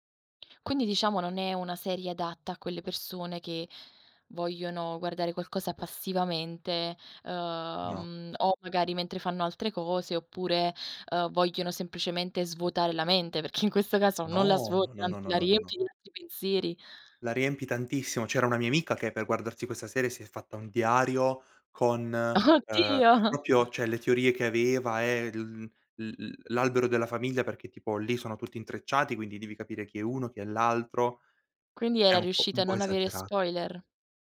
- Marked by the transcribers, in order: other background noise; drawn out: "uhm"; tapping; laughing while speaking: "Oddio!"; chuckle; "proprio" said as "propio"
- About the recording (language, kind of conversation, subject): Italian, podcast, Qual è una serie televisiva che consigli sempre ai tuoi amici?